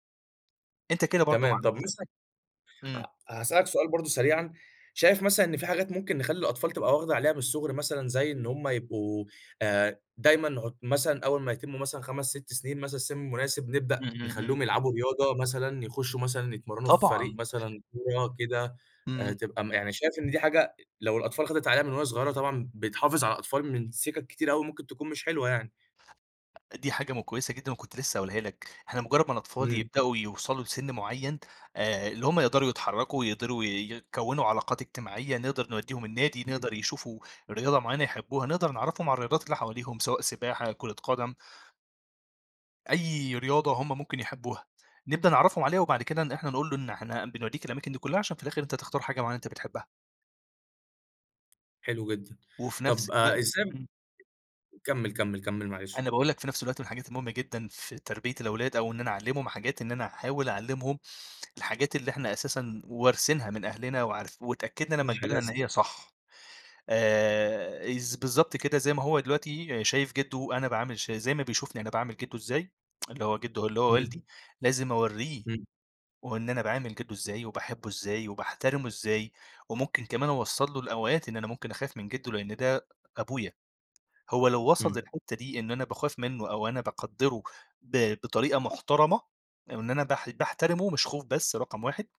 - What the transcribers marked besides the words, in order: other background noise; tapping; unintelligible speech; tsk
- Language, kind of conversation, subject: Arabic, podcast, إزاي بتعلّم ولادك وصفات العيلة؟